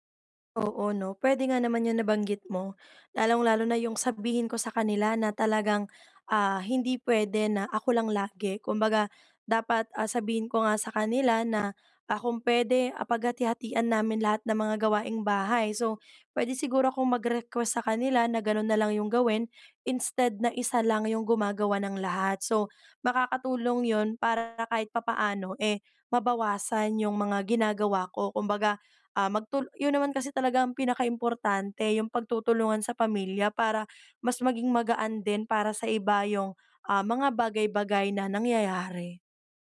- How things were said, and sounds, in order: tapping; other background noise
- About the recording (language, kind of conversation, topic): Filipino, advice, Paano namin maayos at patas na maibabahagi ang mga responsibilidad sa aming pamilya?